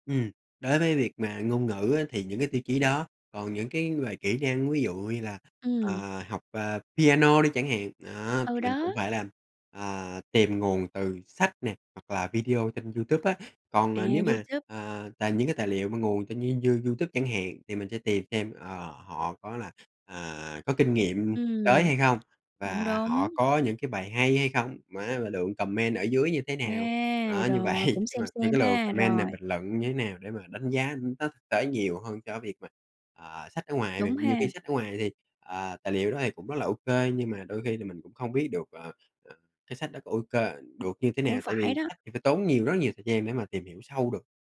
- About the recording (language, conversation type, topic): Vietnamese, podcast, Bạn dựa vào những tiêu chí nào để chọn tài liệu học đáng tin cậy?
- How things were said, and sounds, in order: tapping; other background noise; in English: "comment"; laughing while speaking: "vậy"; in English: "comment"; in English: "same same"